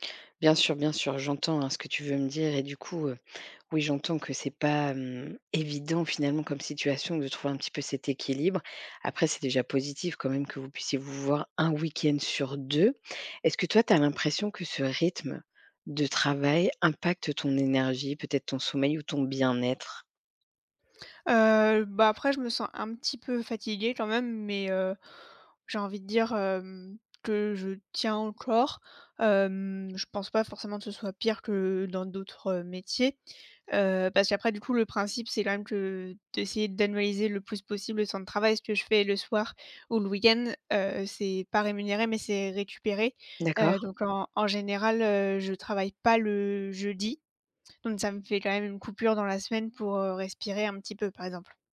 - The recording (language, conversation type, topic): French, advice, Comment puis-je rétablir un équilibre entre ma vie professionnelle et ma vie personnelle pour avoir plus de temps pour ma famille ?
- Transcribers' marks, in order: stressed: "deux"; stressed: "pas"